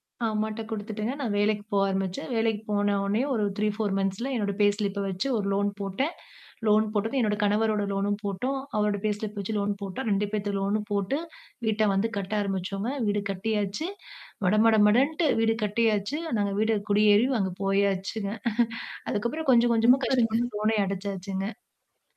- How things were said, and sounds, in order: static; in English: "மந்த்ஸ்ல"; in English: "பேஸ்லிப்ப"; in English: "பேஸ்லிப்"; chuckle; distorted speech
- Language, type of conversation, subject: Tamil, podcast, எதிர்பாராத ஒரு சம்பவம் உங்கள் வாழ்க்கை பாதையை மாற்றியதா?